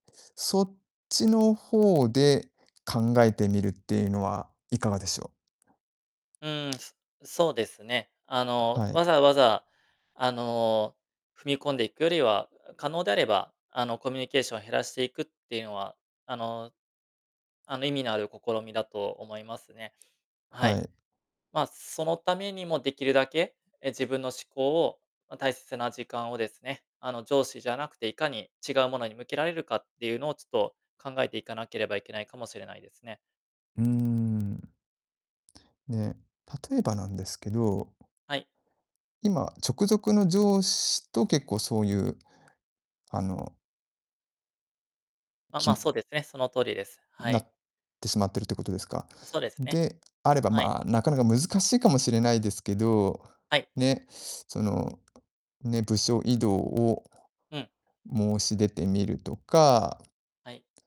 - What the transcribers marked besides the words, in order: distorted speech
- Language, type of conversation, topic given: Japanese, advice, 自分の内なる否定的な声（自己批判）が強くてつらいとき、どう向き合えばよいですか？